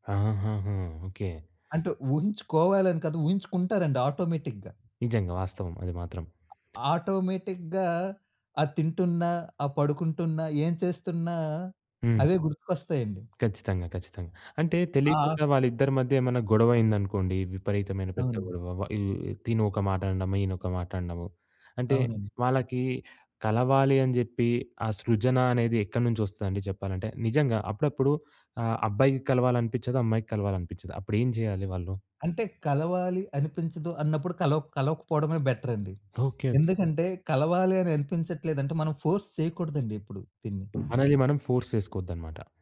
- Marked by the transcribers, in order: other background noise; in English: "ఆటోమేటిక్‌గా"; tapping; in English: "ఆటోమేటిక్‌గా"; sniff; in English: "ఫోర్స్"; in English: "ఫోర్స్"
- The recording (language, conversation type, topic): Telugu, podcast, సృజనకు స్ఫూర్తి సాధారణంగా ఎక్కడ నుంచి వస్తుంది?